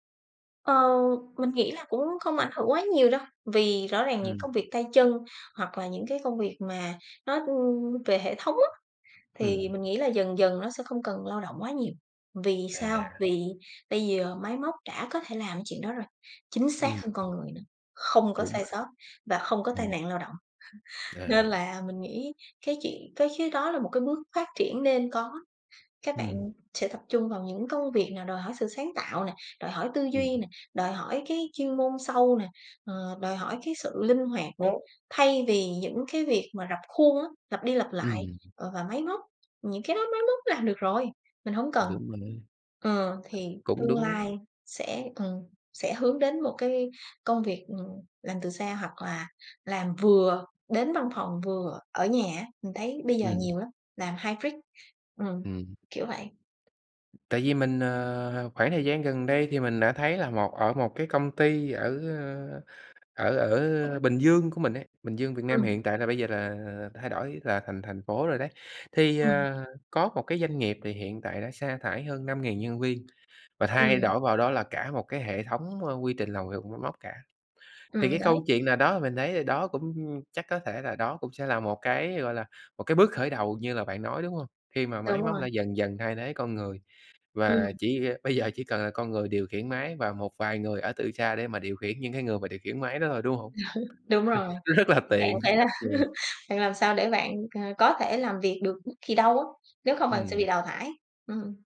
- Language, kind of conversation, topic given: Vietnamese, podcast, Bạn nghĩ gì về làm việc từ xa so với làm việc tại văn phòng?
- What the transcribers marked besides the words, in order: tapping; chuckle; in English: "hybrid"; laugh; laughing while speaking: "là"; laughing while speaking: "Rất là tiện"